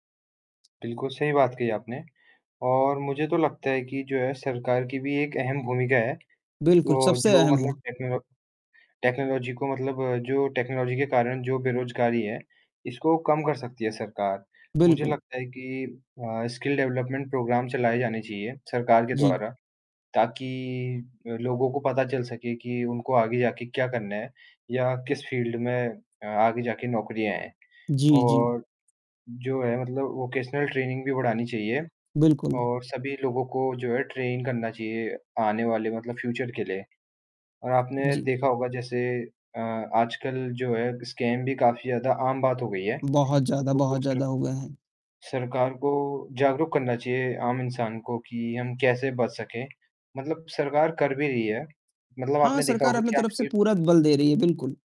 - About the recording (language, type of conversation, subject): Hindi, unstructured, क्या उन्नत प्रौद्योगिकी से बेरोजगारी बढ़ रही है?
- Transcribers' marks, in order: distorted speech; in English: "टेक्नोलॉजी"; in English: "टेक्नोलॉजी"; in English: "स्किल डेवलपमेंट प्रोग्राम"; in English: "फ़ील्ड"; in English: "वोकेशनल ट्रेनिंग"; in English: "ट्रेन"; in English: "फ्यूचर"; in English: "स्कैम"